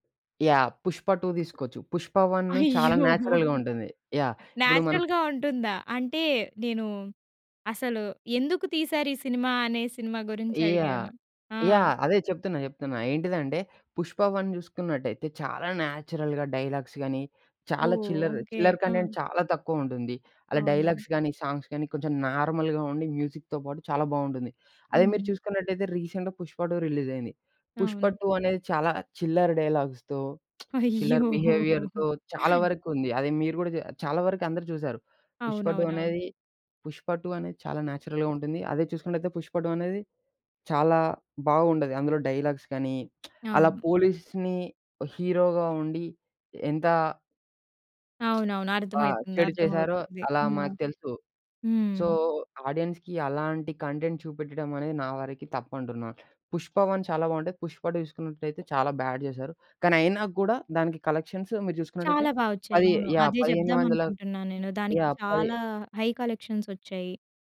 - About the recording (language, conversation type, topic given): Telugu, podcast, నేటి యువతపై ప్రభావశీలులు ఎందుకు అంతగా ప్రభావం చూపిస్తున్నారు?
- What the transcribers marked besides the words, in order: laughing while speaking: "అయ్యో!"; in English: "నేచురల్‌గా"; in English: "న్యాచురల్‌గా"; in English: "న్యాచురల్‌గా డైలాగ్స్"; in English: "కంటెంట్"; in English: "డైలాగ్స్"; in English: "సాంగ్స్"; in English: "నార్మల్‍గా"; in English: "మ్యూజిక్‌తో"; in English: "రీసెంట్‌గా"; laughing while speaking: "అయ్యోహొహొ!"; in English: "డైలాగ్స్‌తో"; tsk; in English: "బిహేవియర్‌తో"; in English: "నేచురల్‍గా"; in English: "డైలాగ్స్"; tsk; in English: "సో ఆడియన్స్‌కి"; in English: "కంటెంట్"; in English: "టూ"; in English: "బాడ్"; in English: "కలెక్షన్స్"; in English: "హై కలెక్షన్స్"